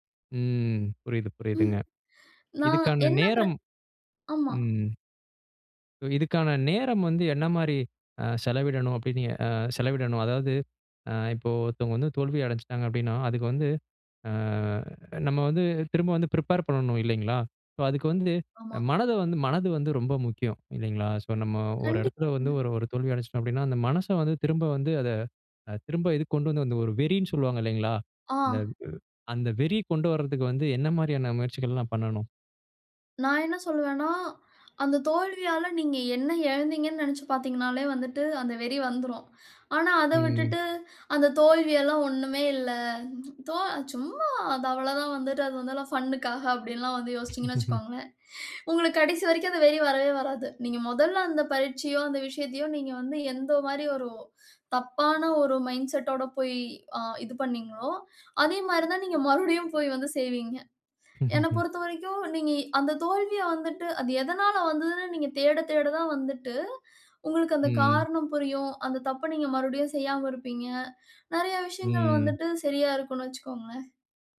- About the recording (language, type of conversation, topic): Tamil, podcast, ஒரு தோல்வி எதிர்பாராத வெற்றியாக மாறிய கதையைச் சொல்ல முடியுமா?
- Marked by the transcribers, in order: drawn out: "ம்"; drawn out: "அ"; in English: "ஃபன்க்காக"; laugh; in English: "மைண்ட் செட்டோட"; laughing while speaking: "மறுபடியும்"; chuckle; drawn out: "ம்"